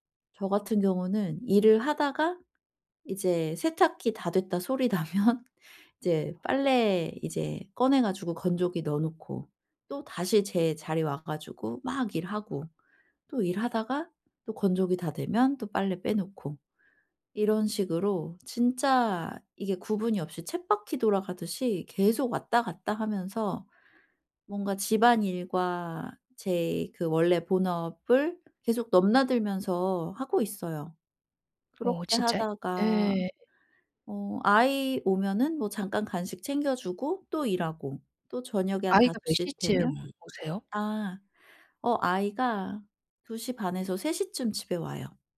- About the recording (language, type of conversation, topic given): Korean, advice, 일과 가족의 균형을 어떻게 맞출 수 있을까요?
- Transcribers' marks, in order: laughing while speaking: "나면"